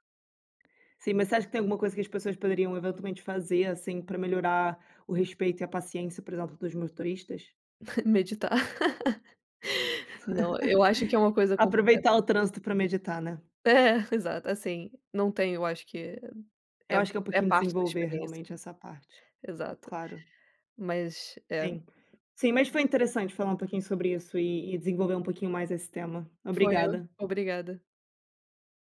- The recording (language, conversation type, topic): Portuguese, unstructured, O que mais te irrita no comportamento das pessoas no trânsito?
- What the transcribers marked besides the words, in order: tapping; chuckle; laugh; giggle; laughing while speaking: "É"